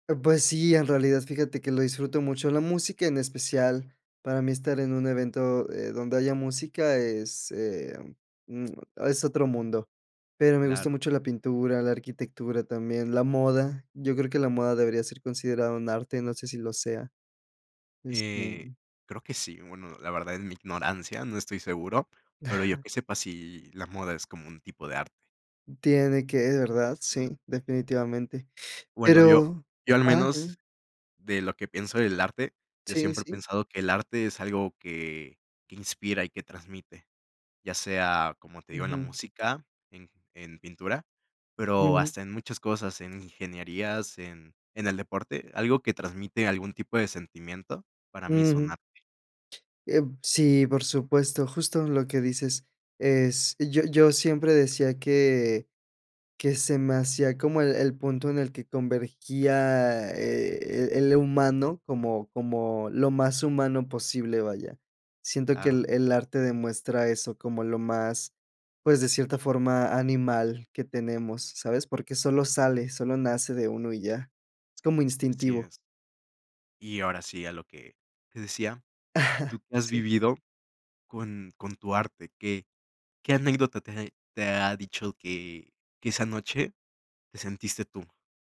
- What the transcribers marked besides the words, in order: chuckle; other background noise; chuckle
- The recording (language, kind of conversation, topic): Spanish, podcast, ¿Qué parte de tu trabajo te hace sentir más tú mismo?